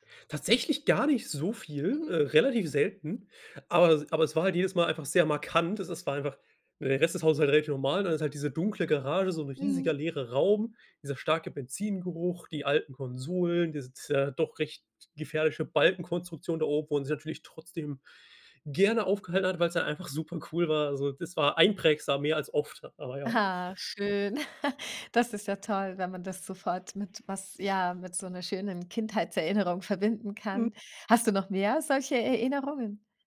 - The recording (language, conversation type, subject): German, podcast, Welche Gerüche wecken bei dir sofort Erinnerungen?
- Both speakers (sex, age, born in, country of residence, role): female, 40-44, Germany, Germany, host; male, 25-29, Germany, Germany, guest
- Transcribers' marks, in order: chuckle